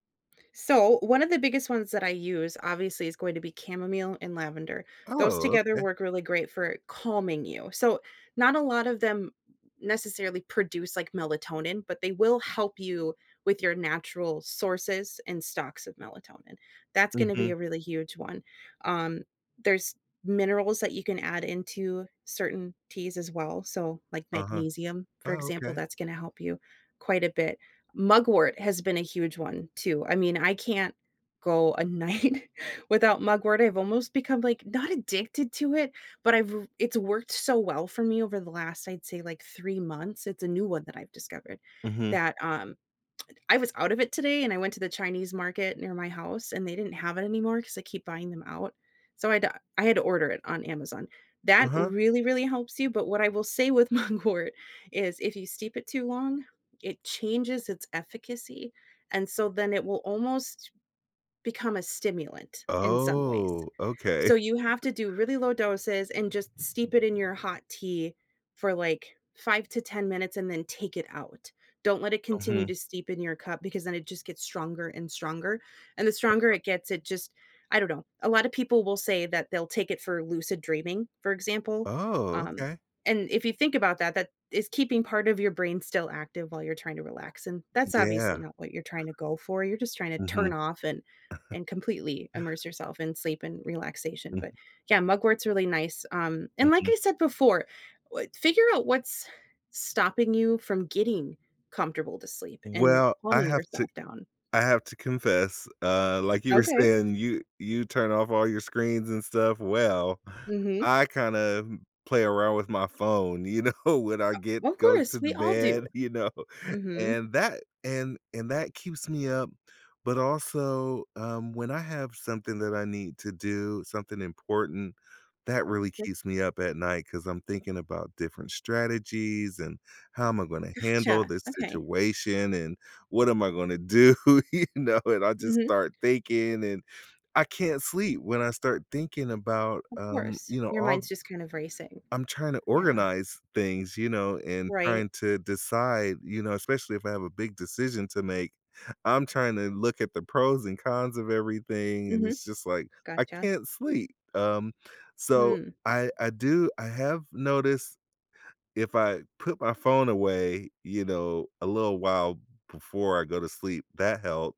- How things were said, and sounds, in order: stressed: "calming"; other background noise; laughing while speaking: "a night"; lip smack; laughing while speaking: "mugwort"; drawn out: "Oh"; chuckle; chuckle; laughing while speaking: "know"; laughing while speaking: "you know"; laughing while speaking: "do, you know?"; tapping
- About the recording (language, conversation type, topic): English, unstructured, How can I calm my mind for better sleep?